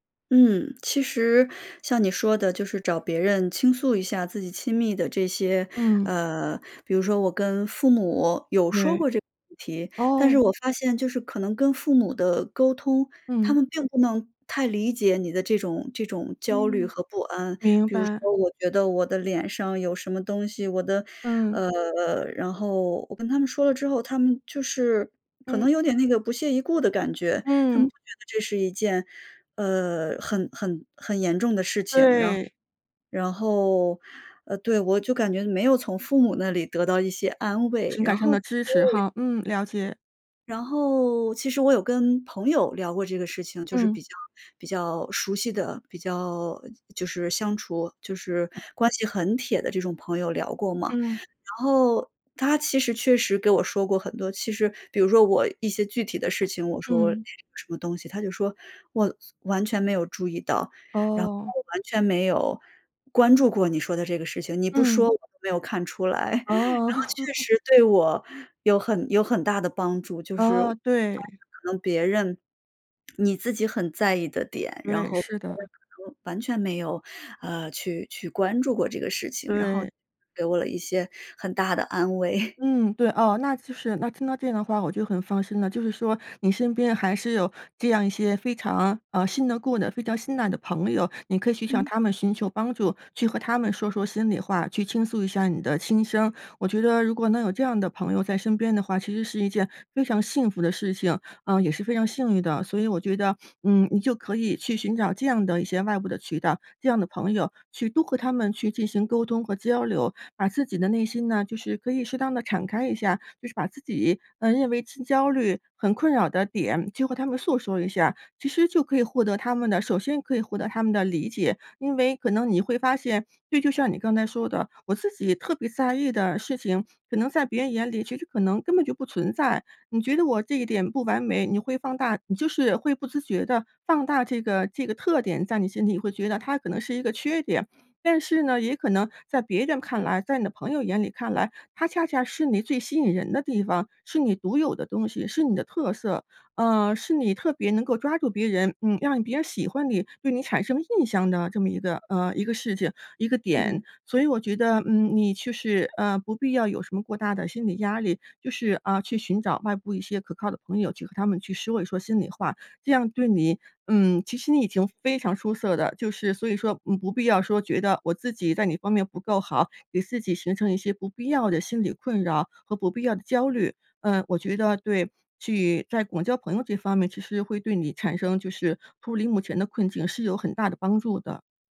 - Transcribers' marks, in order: other background noise; unintelligible speech; chuckle; laugh; unintelligible speech; chuckle; "多" said as "都"; unintelligible speech; "哪" said as "你"
- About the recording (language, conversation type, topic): Chinese, advice, 你是否因为对外貌缺乏自信而回避社交活动？